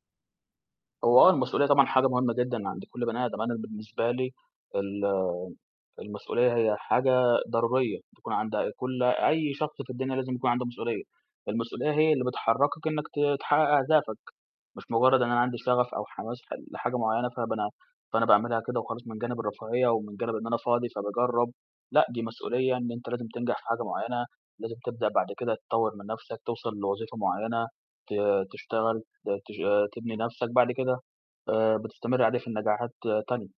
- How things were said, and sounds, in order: tapping
- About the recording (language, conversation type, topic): Arabic, podcast, إزاي بتعرّف النجاح في حياتك؟